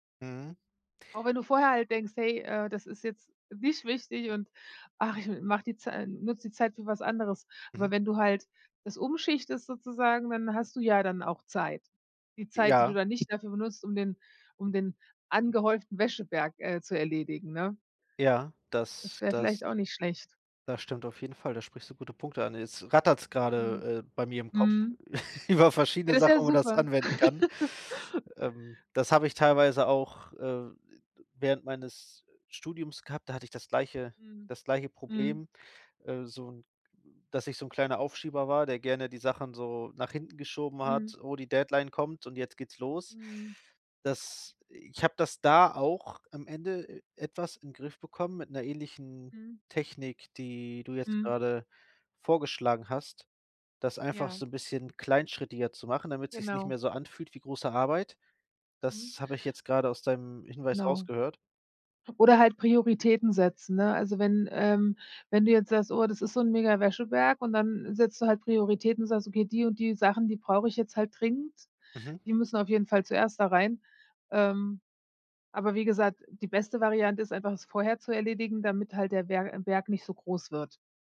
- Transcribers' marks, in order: other background noise; chuckle
- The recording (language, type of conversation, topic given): German, advice, Warum schiebe ich ständig wichtige Aufgaben auf?